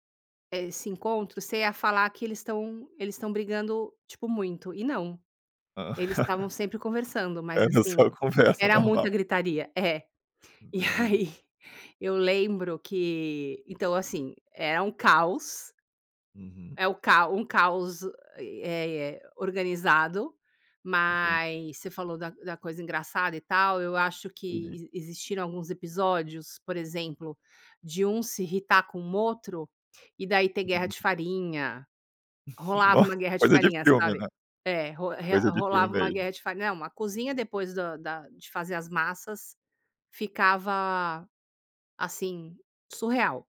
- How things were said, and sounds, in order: laugh; laughing while speaking: "Era só conversa normal"; unintelligible speech; chuckle
- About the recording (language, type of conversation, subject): Portuguese, podcast, Que comida te lembra a infância e te faz sentir em casa?